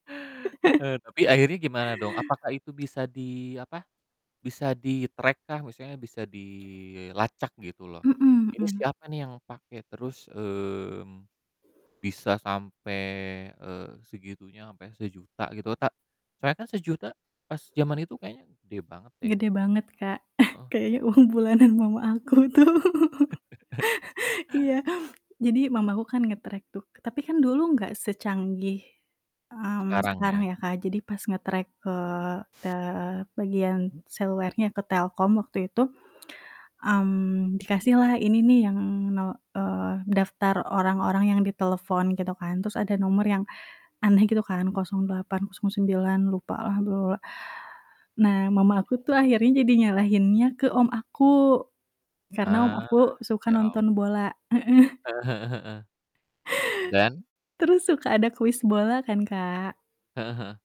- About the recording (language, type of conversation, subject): Indonesian, podcast, Apa pengalaman paling memalukan yang dulu bikin kamu malu setengah mati, tapi sekarang bisa kamu ketawain?
- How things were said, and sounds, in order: laugh; in English: "di-track"; other background noise; distorted speech; static; chuckle; laughing while speaking: "uang bulanan"; laughing while speaking: "aku tuh"; chuckle; laugh; in English: "nge-track"; in English: "nge-track"; "bla" said as "blewawa"